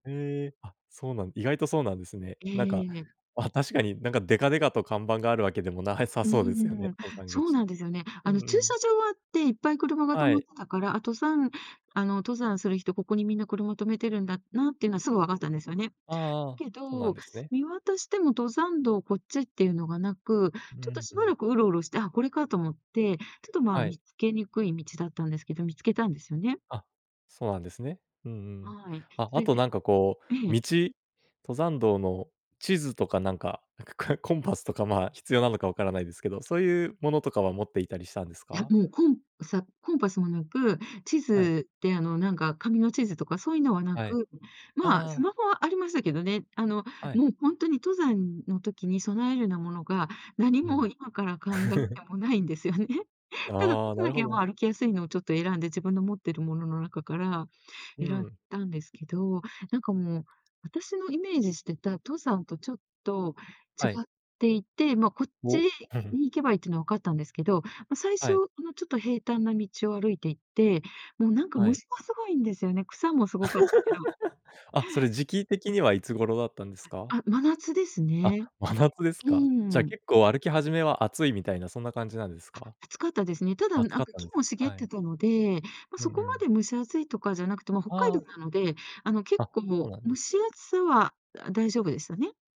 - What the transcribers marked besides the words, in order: laugh; laugh; laugh
- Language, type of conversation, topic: Japanese, podcast, 直感で判断して失敗した経験はありますか？